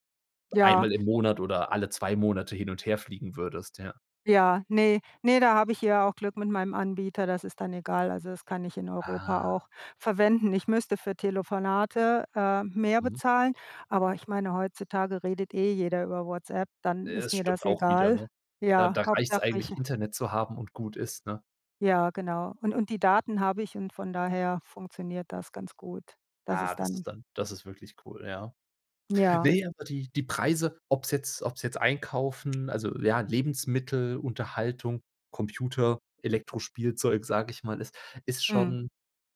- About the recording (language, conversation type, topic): German, unstructured, Was denkst du über die steigenden Preise im Alltag?
- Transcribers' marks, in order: other noise; other background noise